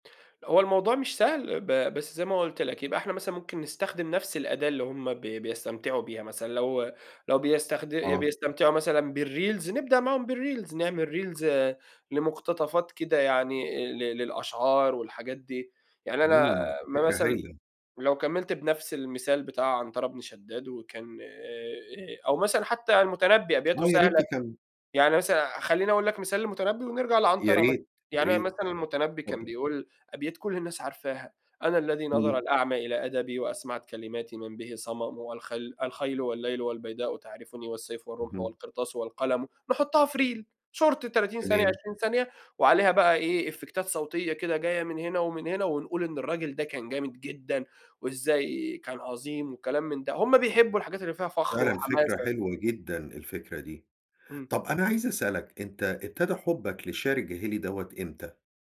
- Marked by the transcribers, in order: in English: "بالريلز"; in English: "بالريلز"; in English: "ريلز"; in English: "ريل"; in English: "إفّكتات"
- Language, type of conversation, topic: Arabic, podcast, إزاي نقدر نخلّي التراث يفضل حي للأجيال اللي جاية؟